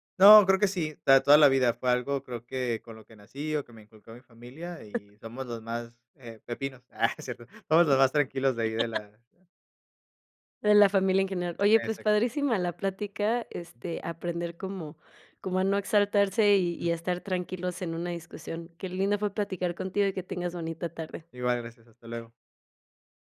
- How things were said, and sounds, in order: other background noise; laughing while speaking: "no es cierto"; laugh
- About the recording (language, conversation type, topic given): Spanish, podcast, ¿Cómo manejas las discusiones sin dañar la relación?